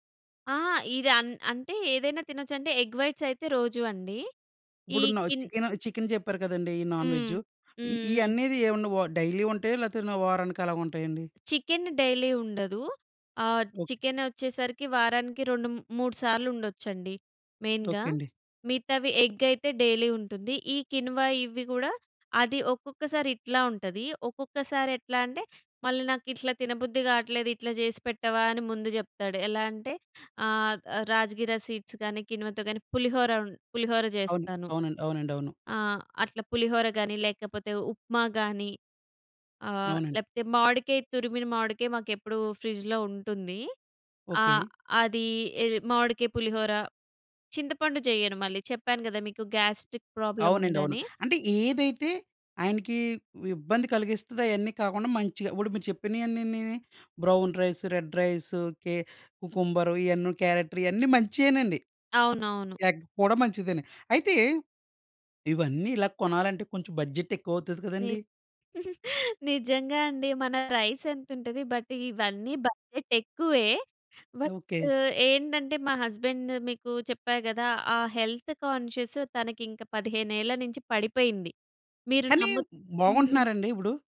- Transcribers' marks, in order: in English: "ఎగ్ వైట్స్"; in English: "డైలీ"; in English: "డైలీ"; tapping; in English: "మెయిన్‌గా"; in English: "ఎగ్"; in English: "డైలీ"; in English: "కిన్వా"; in English: "రాజ్‌గిర సీడ్స్"; in English: "కిన్వతో"; in English: "గాస్ట్రిక్ ప్రాబ్లం"; in English: "బ్రౌన్ రైస్, రెడ్ రైస్"; in English: "ఎగ్"; in English: "బడ్జెట్"; giggle; in English: "రైస్"; in English: "బట్"; in English: "బడ్జెట్"; in English: "బట్"; in English: "హస్బెండ్"; in English: "హెల్త్ కాన్షియస్"
- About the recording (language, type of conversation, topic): Telugu, podcast, ఆహారాన్ని ముందే ప్రణాళిక చేసుకోవడానికి మీకు ఏవైనా సూచనలు ఉన్నాయా?